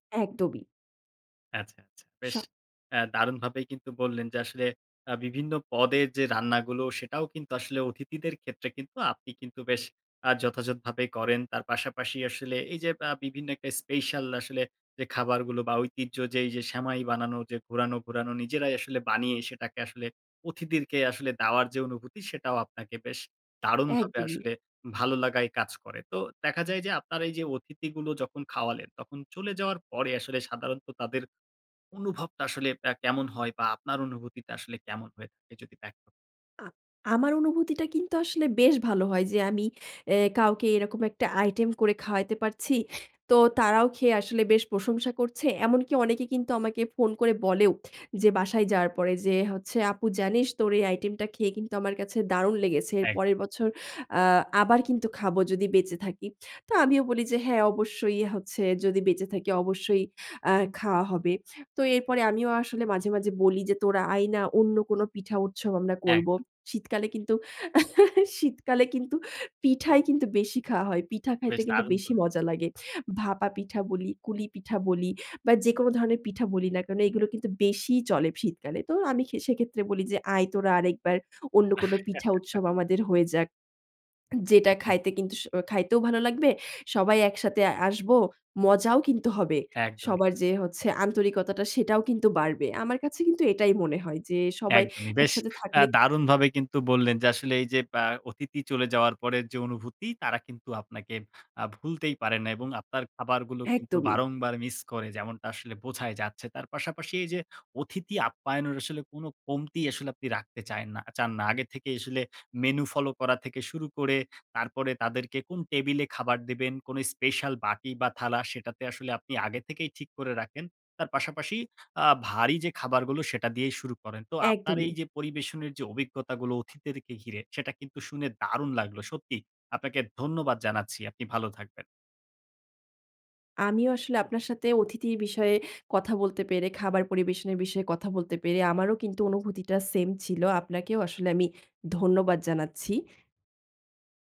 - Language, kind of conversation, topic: Bengali, podcast, অতিথি এলে খাবার পরিবেশনের কোনো নির্দিষ্ট পদ্ধতি আছে?
- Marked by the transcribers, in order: tapping; giggle; chuckle; swallow; "অতিথিদেরকে" said as "অথিদেরকে"